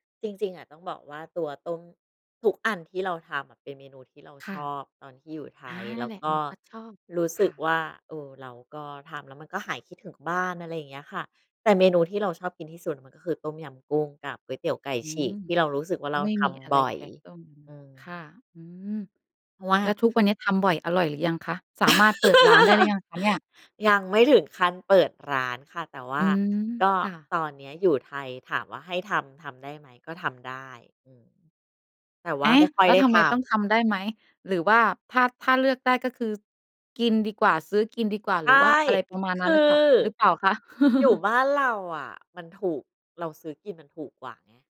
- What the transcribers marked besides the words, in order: other background noise; laugh; chuckle
- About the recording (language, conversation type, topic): Thai, podcast, อาหารช่วยให้คุณปรับตัวได้อย่างไร?